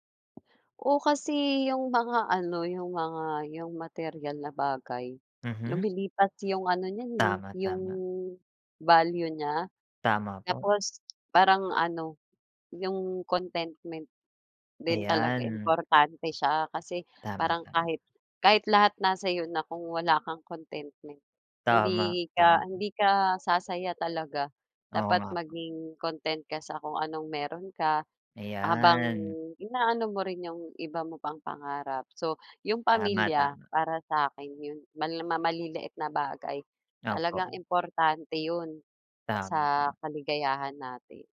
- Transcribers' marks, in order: other background noise
- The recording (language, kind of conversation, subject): Filipino, unstructured, Ano ang mga bagay na nagpapasaya sa’yo kahit hindi materyal?